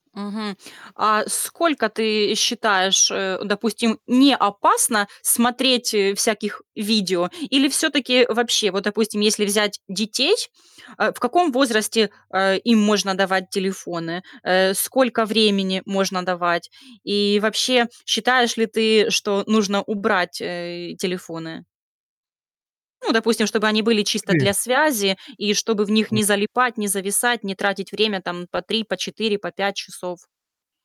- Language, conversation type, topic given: Russian, podcast, Почему одни мемы становятся вирусными, а другие — нет?
- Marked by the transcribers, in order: static